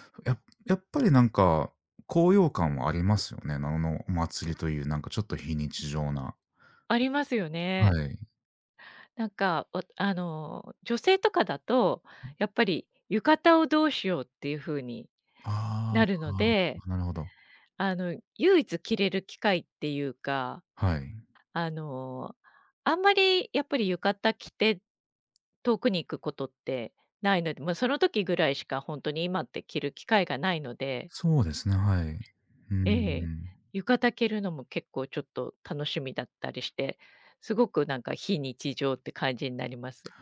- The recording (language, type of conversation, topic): Japanese, unstructured, お祭りに行くと、どんな気持ちになりますか？
- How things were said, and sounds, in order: other background noise